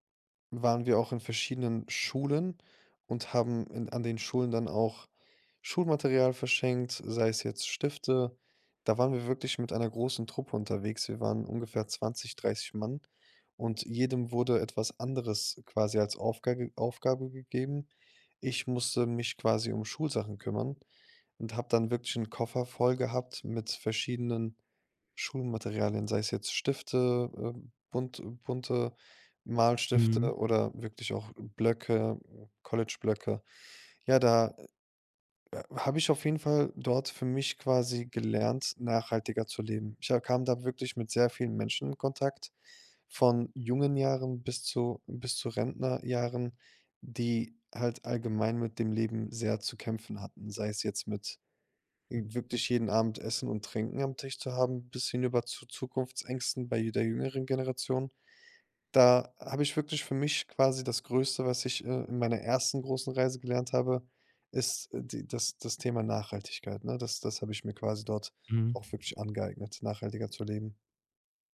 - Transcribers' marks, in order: other noise
- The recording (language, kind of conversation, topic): German, podcast, Was hat dir deine erste große Reise beigebracht?